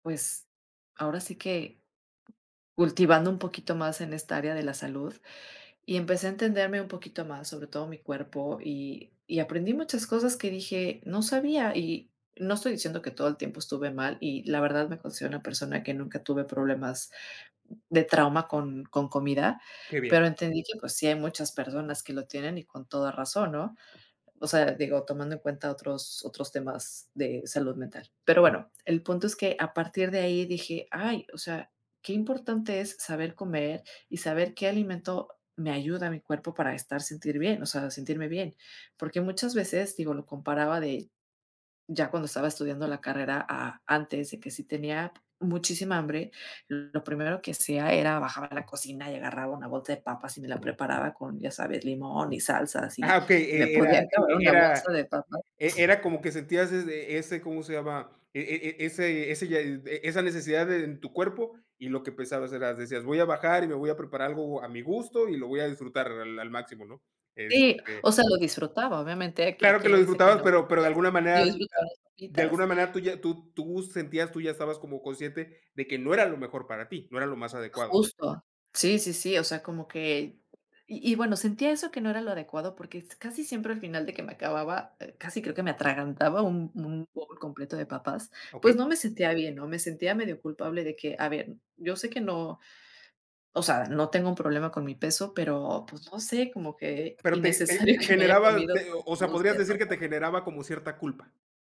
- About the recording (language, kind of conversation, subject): Spanish, podcast, ¿Cómo eliges qué comer para sentirte bien?
- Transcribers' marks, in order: other background noise; in English: "bowl"